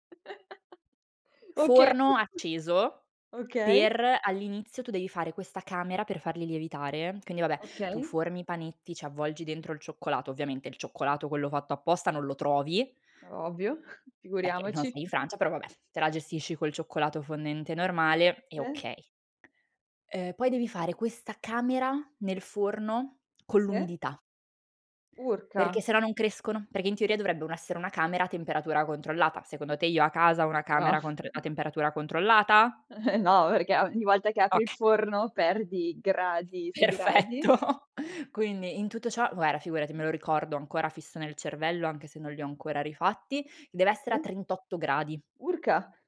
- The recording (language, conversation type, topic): Italian, podcast, Parlami di un cibo locale che ti ha conquistato.
- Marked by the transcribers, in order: chuckle; other background noise; chuckle; laughing while speaking: "Eh no, perché"; laughing while speaking: "Perfetto"